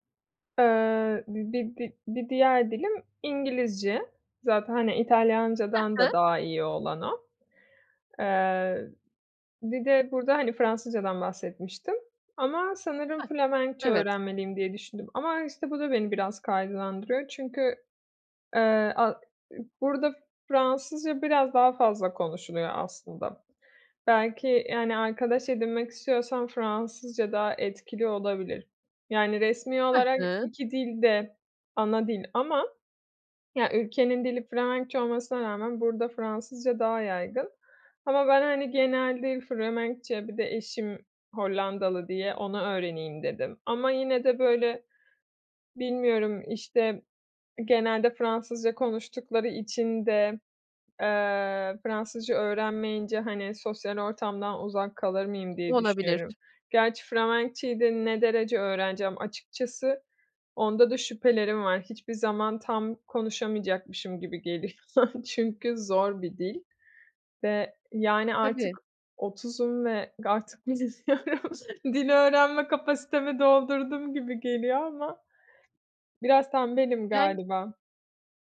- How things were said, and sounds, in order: other noise; other background noise; laughing while speaking: "geliyor"; laughing while speaking: "bilmiyorum"; tapping
- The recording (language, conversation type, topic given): Turkish, advice, Yeni bir ülkede dil engelini aşarak nasıl arkadaş edinip sosyal bağlantılar kurabilirim?